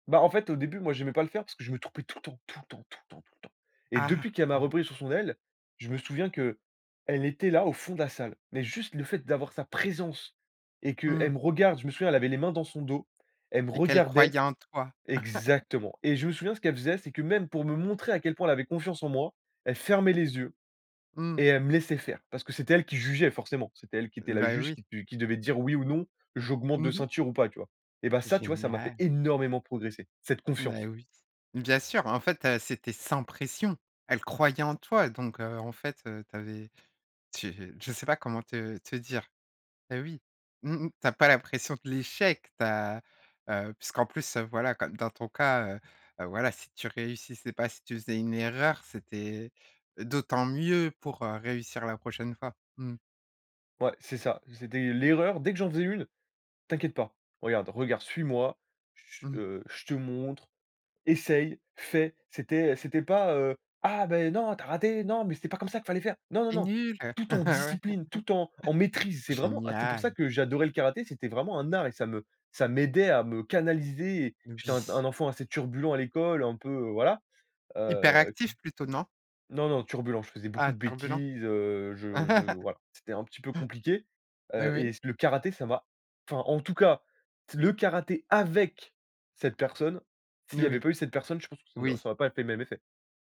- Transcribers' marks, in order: stressed: "présence"; chuckle; stressed: "énormément"; put-on voice: "Ah, bah, non, tu as … qu'il fallait faire !"; put-on voice: "Tu es nul !"; chuckle; chuckle; stressed: "avec"
- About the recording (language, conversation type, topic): French, podcast, Comment reconnaître un bon mentor ?